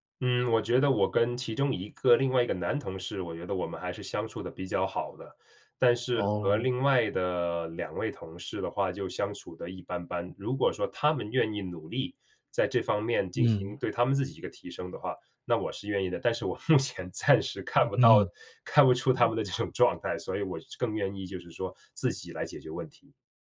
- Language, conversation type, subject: Chinese, podcast, 在团队里如何建立信任和默契？
- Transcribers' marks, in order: laughing while speaking: "目前暂时"; laughing while speaking: "看不出他们的这种"